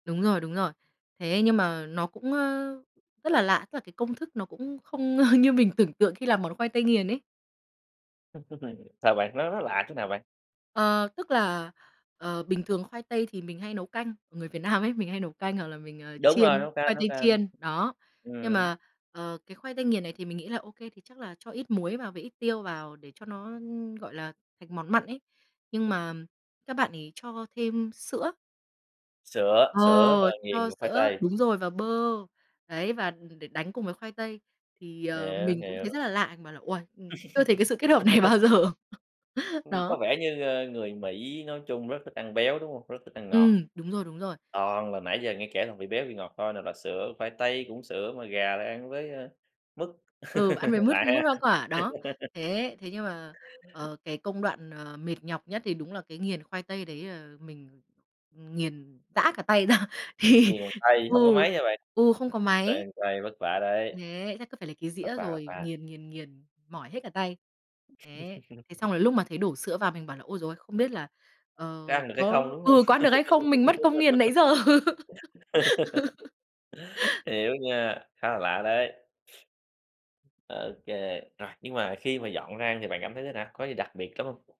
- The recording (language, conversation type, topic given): Vietnamese, podcast, Bạn có thể kể lại lần bạn được mời dự bữa cơm gia đình của người bản địa không?
- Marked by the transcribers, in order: other background noise; laughing while speaking: "ơ"; unintelligible speech; tapping; laugh; laughing while speaking: "này bao giờ"; laugh; laughing while speaking: "ra, thì"; laugh; laugh